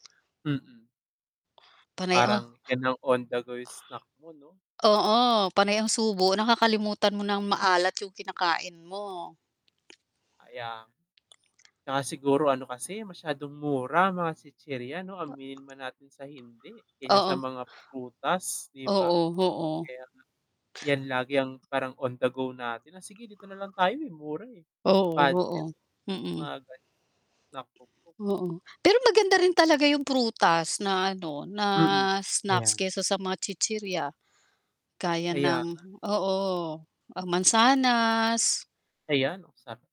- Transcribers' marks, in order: static; other background noise; distorted speech
- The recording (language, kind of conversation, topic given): Filipino, unstructured, Ano ang pakiramdam mo kapag kumakain ka ng mga pagkaing sobrang maalat?